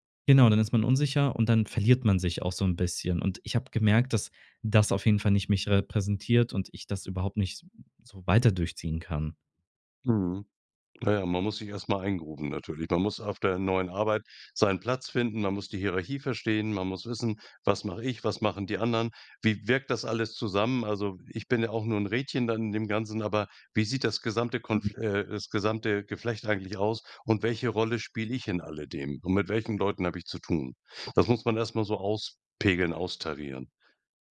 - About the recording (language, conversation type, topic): German, podcast, Wie bleibst du authentisch, während du dich veränderst?
- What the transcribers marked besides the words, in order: other noise; other background noise; stressed: "ich"